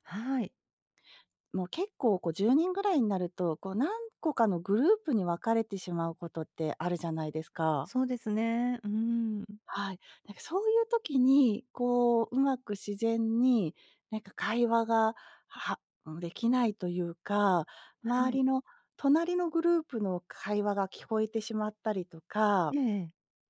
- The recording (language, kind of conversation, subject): Japanese, advice, 大勢の場で会話を自然に続けるにはどうすればよいですか？
- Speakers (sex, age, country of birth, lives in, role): female, 50-54, Japan, United States, user; female, 55-59, Japan, United States, advisor
- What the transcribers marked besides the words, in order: none